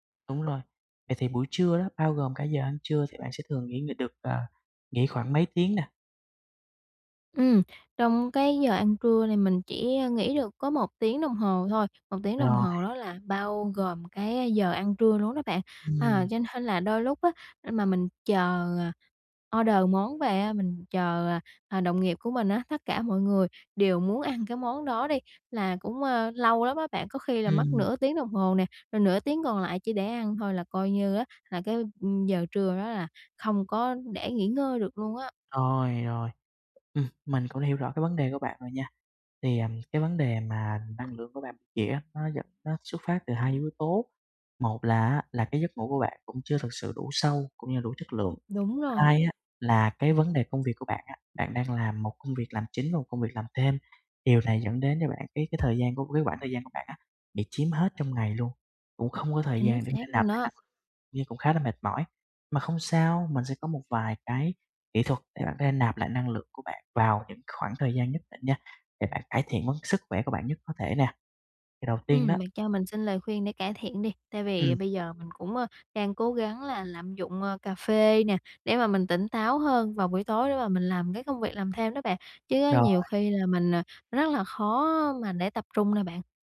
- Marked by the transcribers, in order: tapping; laughing while speaking: "nên là"; in English: "order"; laughing while speaking: "tất"; other background noise
- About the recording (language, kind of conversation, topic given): Vietnamese, advice, Làm sao để nạp lại năng lượng hiệu quả khi mệt mỏi và bận rộn?